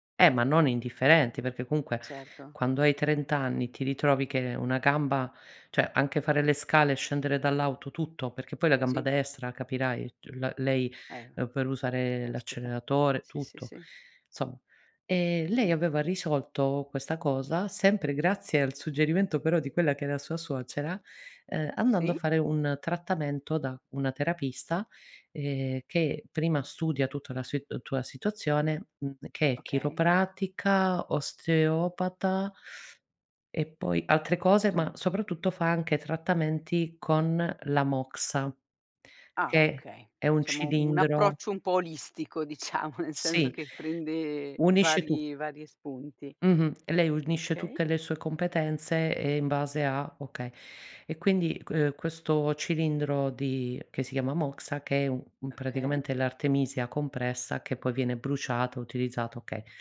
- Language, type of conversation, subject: Italian, podcast, Come capisci quando è il momento di ascoltare invece di parlare?
- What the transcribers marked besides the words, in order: "cioè" said as "ceh"; unintelligible speech; "diciamo" said as "ciamo"; chuckle